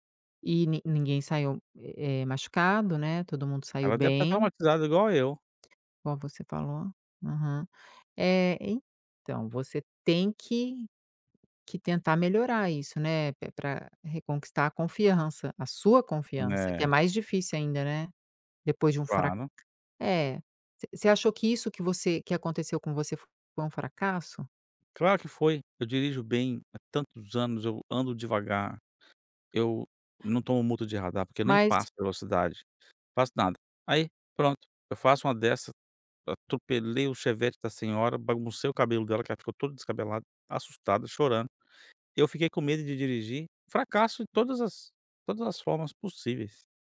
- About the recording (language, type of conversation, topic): Portuguese, advice, Como você se sentiu ao perder a confiança após um erro ou fracasso significativo?
- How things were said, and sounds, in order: other background noise; tapping